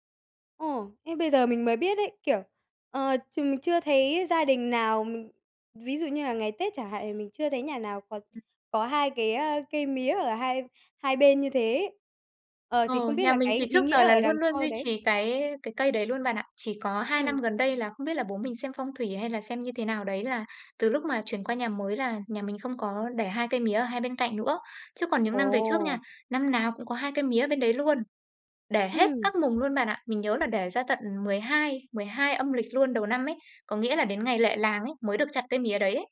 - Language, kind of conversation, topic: Vietnamese, podcast, Món nào thường có mặt trong mâm cỗ Tết của gia đình bạn và được xem là không thể thiếu?
- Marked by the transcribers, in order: tapping